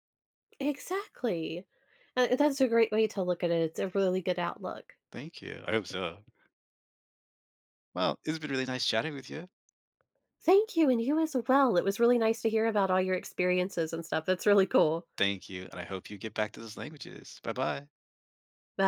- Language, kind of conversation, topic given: English, unstructured, When should I push through discomfort versus resting for my health?
- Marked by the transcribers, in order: tapping